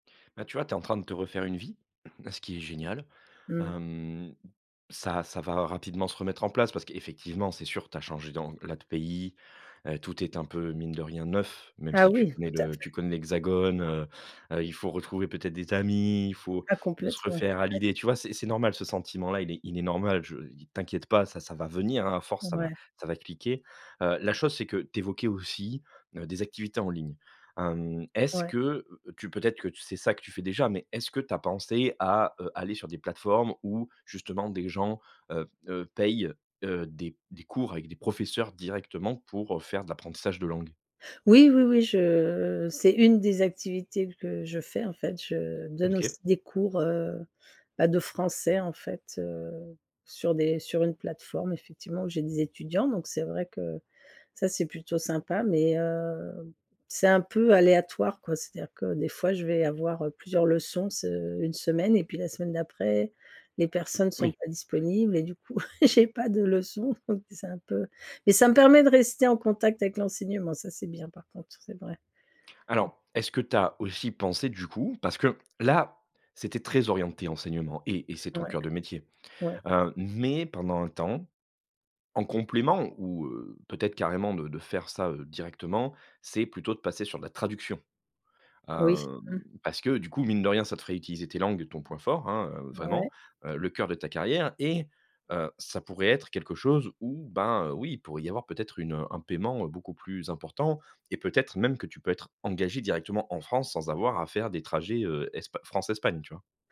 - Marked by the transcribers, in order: other background noise; tapping; laugh
- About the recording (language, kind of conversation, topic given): French, advice, Faut-il changer de pays pour une vie meilleure ou rester pour préserver ses liens personnels ?